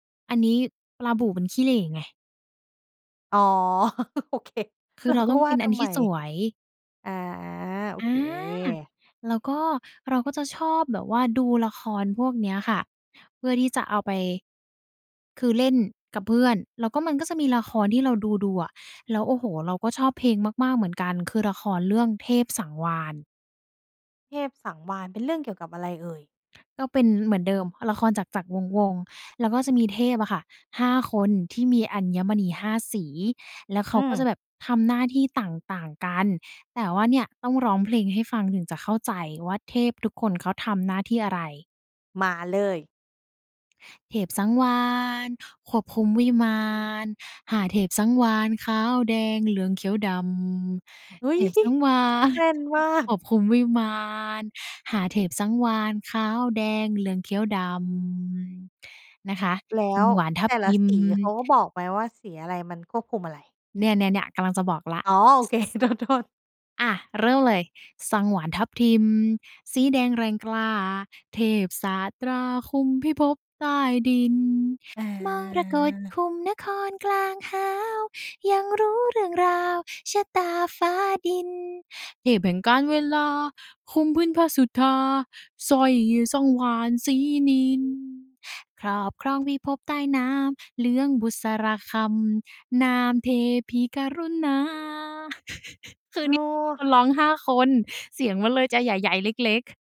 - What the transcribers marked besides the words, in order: laugh; laughing while speaking: "โอเค เราก็ว่าทำไม"; chuckle; tapping; singing: "เทพสังวาลย์ ควบคุมวิมาน ห้า เทพสัง … ขาว แดง เหลือง เขียว ดํา"; laughing while speaking: "อุ๊ย !"; chuckle; singing: "สังวาลย์ทับทิม"; laughing while speaking: "เค โทษ ๆ"; other background noise; singing: "สังวาลย์ทับทิมสีแดงแรงกล้า เทพศาส … บุษราคัม นามเทพีกรุณา"; drawn out: "เออ"; chuckle
- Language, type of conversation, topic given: Thai, podcast, เล่าถึงความทรงจำกับรายการทีวีในวัยเด็กของคุณหน่อย